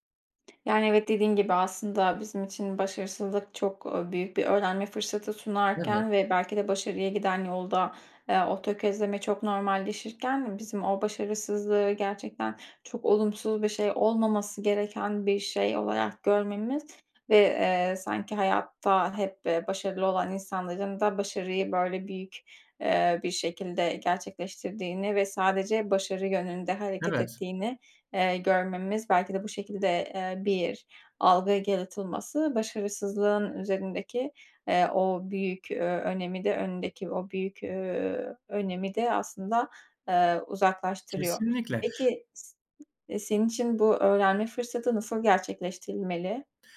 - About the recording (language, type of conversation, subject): Turkish, podcast, Başarısızlığı öğrenme fırsatı olarak görmeye nasıl başladın?
- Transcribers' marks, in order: other background noise